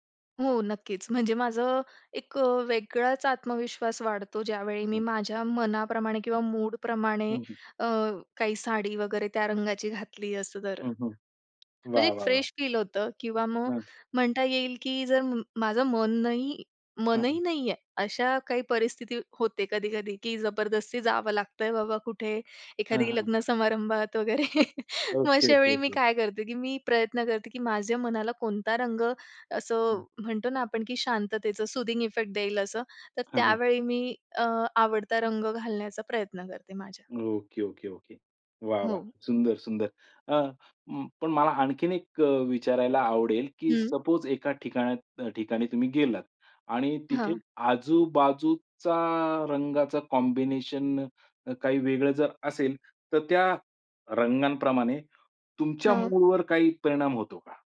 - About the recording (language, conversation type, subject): Marathi, podcast, तुम्ही रंग कसे निवडता आणि ते तुमच्याबद्दल काय सांगतात?
- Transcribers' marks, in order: tapping; chuckle; in English: "सूदिंग इफेक्ट"; other noise; in English: "सपोज"; in English: "कॉम्बिनेशन"